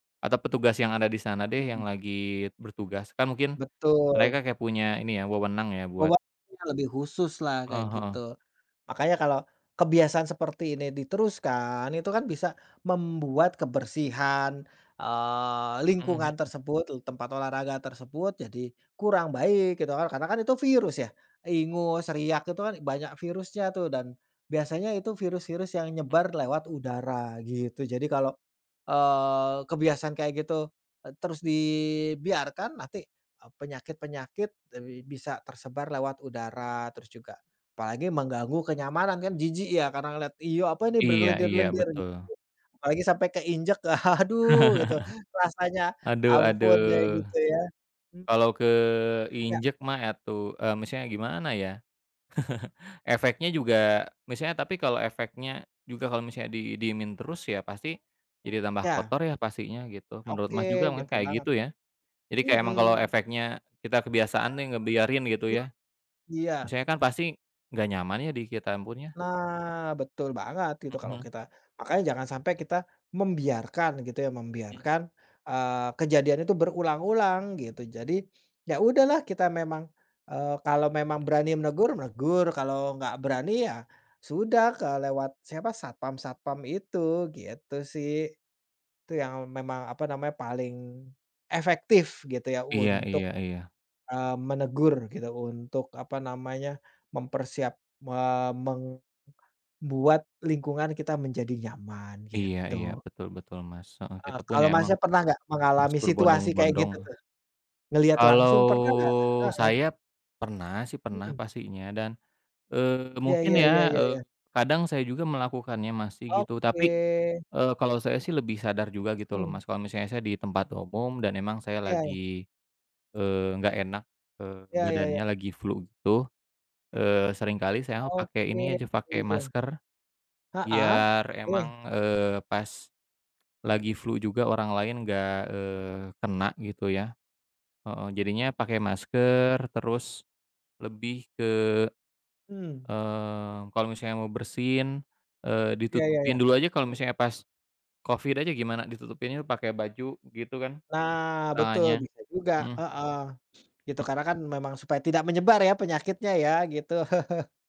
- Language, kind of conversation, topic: Indonesian, unstructured, Bagaimana reaksi kamu jika melihat ada orang membuang ingus sembarangan di tempat olahraga?
- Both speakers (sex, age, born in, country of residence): male, 30-34, Indonesia, Indonesia; male, 35-39, Indonesia, Indonesia
- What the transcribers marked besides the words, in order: chuckle; chuckle; other background noise; drawn out: "Nah"; chuckle